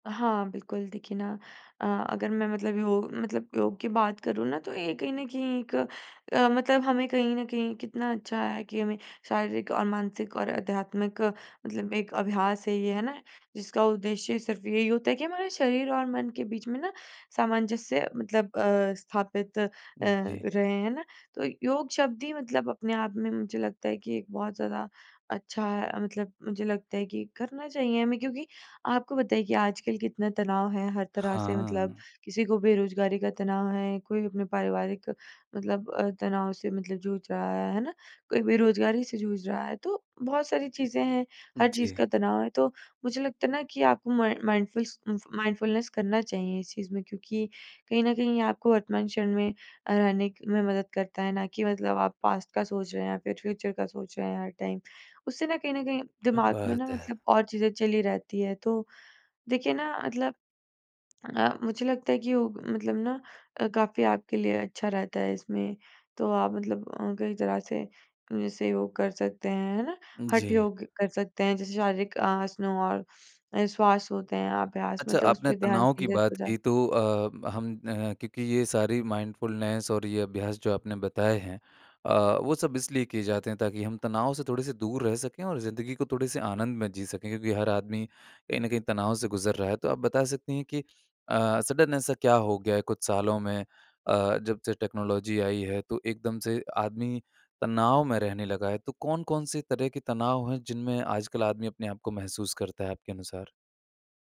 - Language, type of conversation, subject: Hindi, podcast, रोज़मर्रा की ज़िंदगी में सजगता कैसे लाई जा सकती है?
- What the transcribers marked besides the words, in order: in English: "म माइंडफुलस"; in English: "माइंडफुलनेस"; in English: "पास्ट"; in English: "फ्यूचर"; in English: "टाइम"; in English: "माइंडफुलनेस"; in English: "सडन"; in English: "टेक्नोलॉजी"